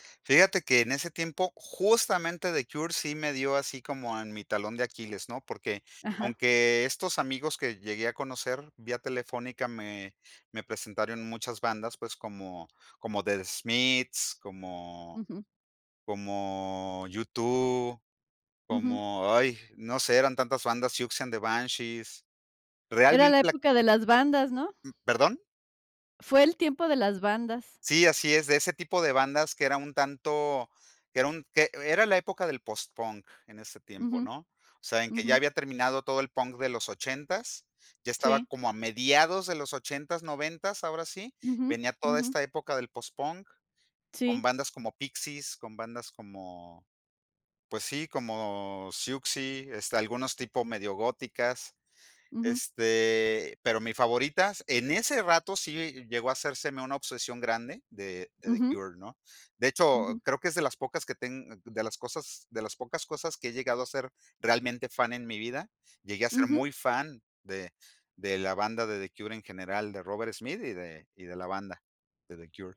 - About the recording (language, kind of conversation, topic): Spanish, podcast, ¿Cómo descubriste tu gusto musical?
- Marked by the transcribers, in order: none